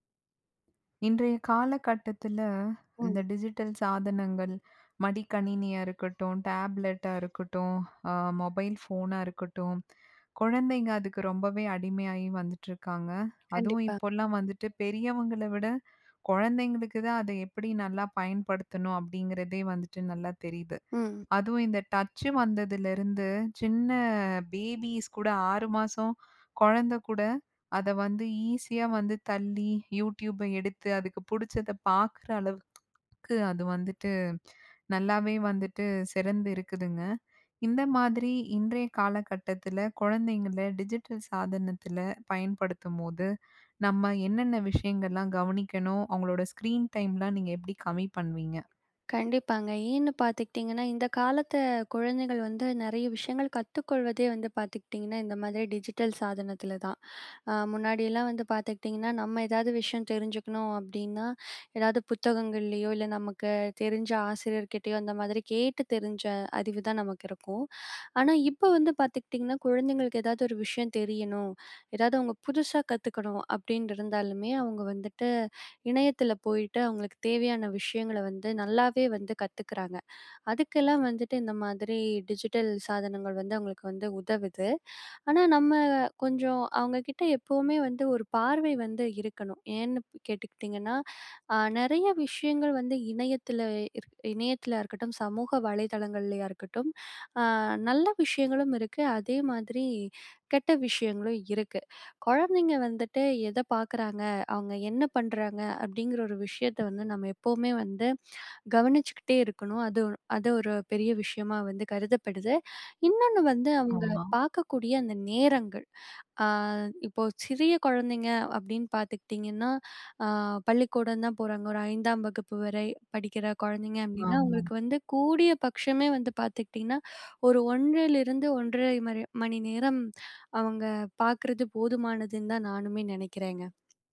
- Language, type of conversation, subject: Tamil, podcast, குழந்தைகள் டிஜிட்டல் சாதனங்களுடன் வளரும்போது பெற்றோர் என்னென்ன விஷயங்களை கவனிக்க வேண்டும்?
- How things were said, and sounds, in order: other background noise; "அடிமையாகி" said as "அடிமையாயி"; swallow; tapping; wind; in English: "ஸ்கிரீன் டைம்லாம்"; "காலத்து" said as "காலத்த"